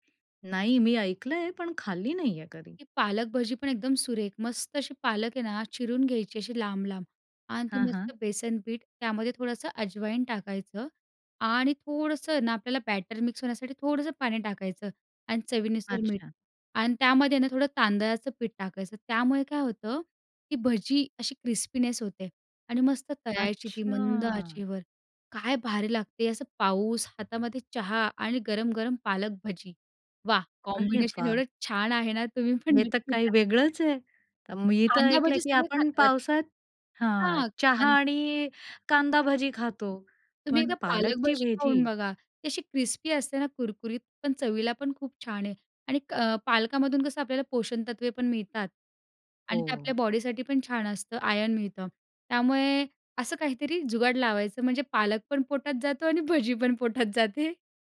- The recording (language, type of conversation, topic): Marathi, podcast, स्वयंपाक करताना तुम्हाला कोणता पदार्थ बनवायला सर्वात जास्त मजा येते?
- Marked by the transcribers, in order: other noise; in English: "क्रिस्पीनेस"; drawn out: "अच्छा"; stressed: "वाह!"; in English: "कॉम्बिनेशन"; laughing while speaking: "नक्की ट्राय करा"; tapping; laughing while speaking: "आणि भजी पण पोटात जाते"